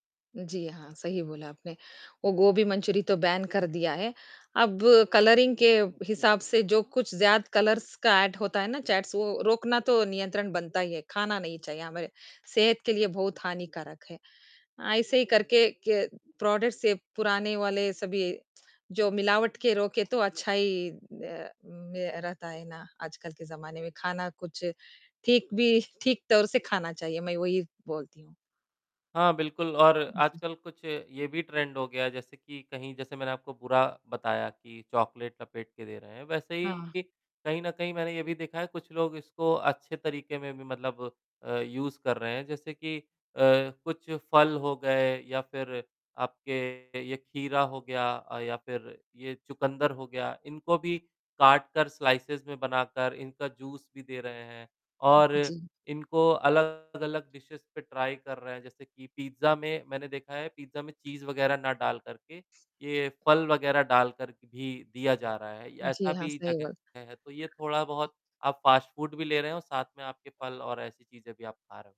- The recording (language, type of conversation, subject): Hindi, unstructured, आपकी पसंदीदा फास्ट फूड डिश कौन-सी है?
- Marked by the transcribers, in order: in English: "बैन"; tapping; in English: "कलरिंग"; in English: "कलर्स"; in English: "एड"; in English: "चैट्स"; in English: "प्रोडक्ट्स"; distorted speech; in English: "ट्रेंड"; mechanical hum; in English: "यूज़"; in English: "स्लाइसेस"; in English: "जूस"; in English: "डिशेज़"; in English: "ट्राई"; in English: "चीज़"; in English: "फ़ास्ट फ़ूड"